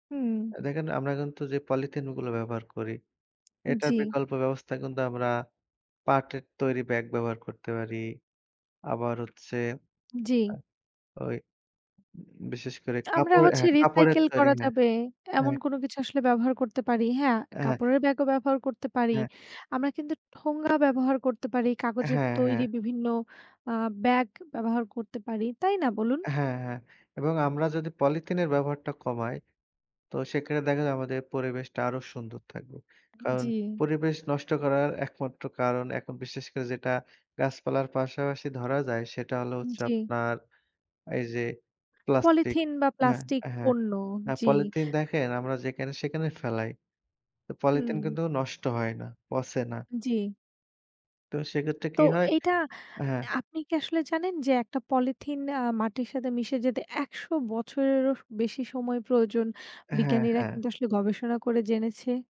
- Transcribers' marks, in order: other background noise; lip smack; "সেখানে" said as "সেকারে"
- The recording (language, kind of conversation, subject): Bengali, unstructured, পরিবেশ রক্ষা না করলে আগামী প্রজন্মের ভবিষ্যৎ কী হবে?